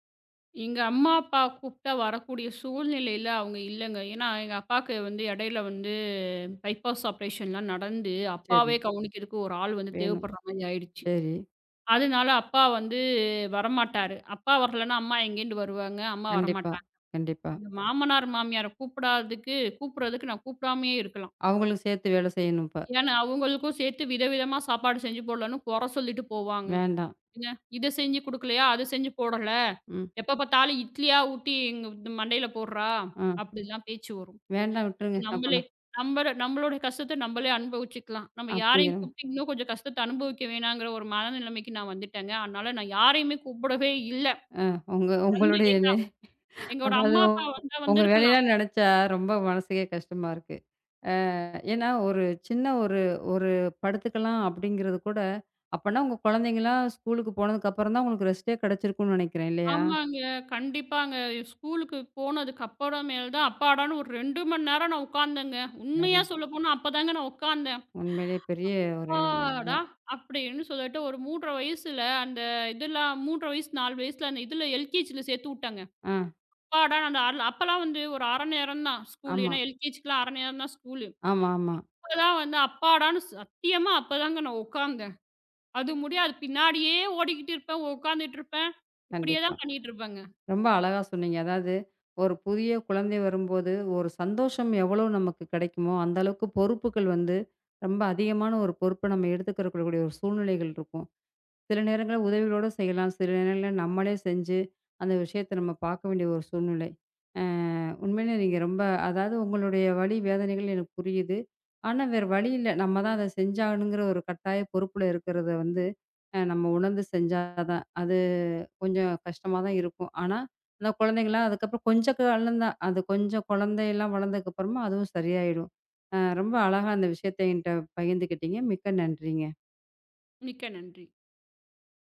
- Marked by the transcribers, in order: in English: "பைப்பாஸ் ஆப்ரேஷன்லாம்"; laughing while speaking: "ஆ, உங்க உங்களுடைய அதாவது உங் உங்க வேலையெல்லாம் நினைச்சா ரொம்ப மனசுக்கே கஷ்டமா இருக்கு"; in English: "ரெஸ்ட்டே"; in English: "ஸ்கூல்க்கு"; unintelligible speech; "கொஞ்சம்" said as "கொஞ்சக்க"
- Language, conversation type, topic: Tamil, podcast, ஒரு புதிதாகப் பிறந்த குழந்தை வந்தபிறகு உங்கள் வேலை மற்றும் வீட்டின் அட்டவணை எப்படி மாற்றமடைந்தது?